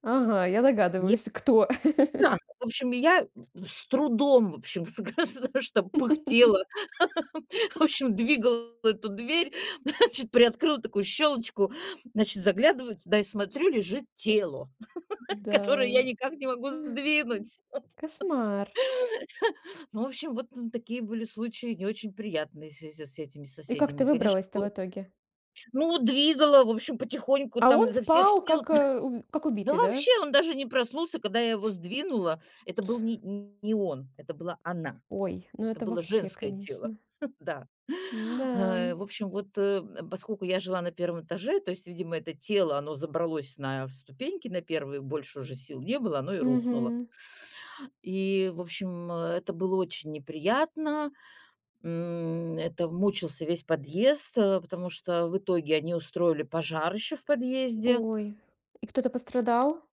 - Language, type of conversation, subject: Russian, podcast, Что, на твой взгляд, значит быть хорошим соседом?
- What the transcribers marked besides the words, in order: laugh; laugh; chuckle; laugh; laugh; chuckle; other background noise; tapping; chuckle